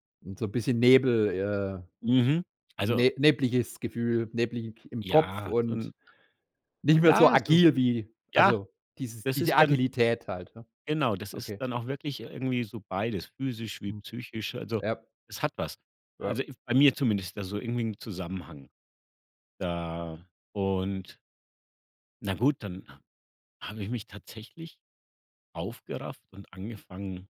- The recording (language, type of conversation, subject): German, podcast, Wie sieht dein Morgenritual aus?
- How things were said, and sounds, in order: none